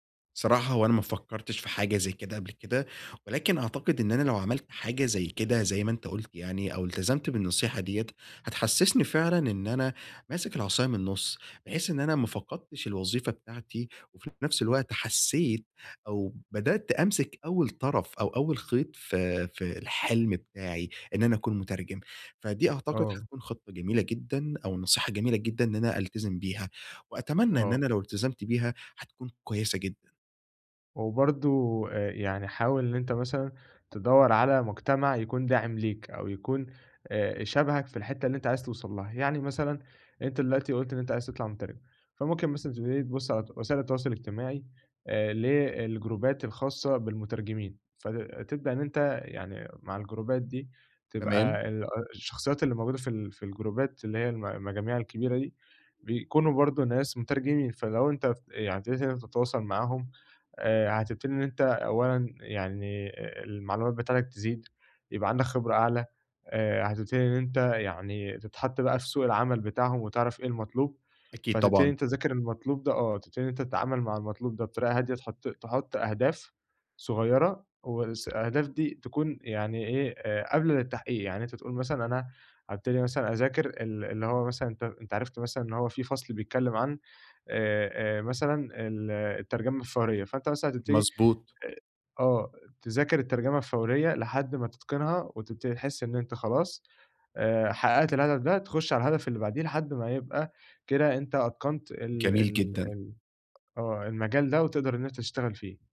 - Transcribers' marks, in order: in English: "الجروبات"; in English: "الجروبات"; in English: "الجروبات"
- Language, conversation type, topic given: Arabic, advice, إزاي أتعامل مع إنّي سيبت أمل في المستقبل كنت متعلق بيه؟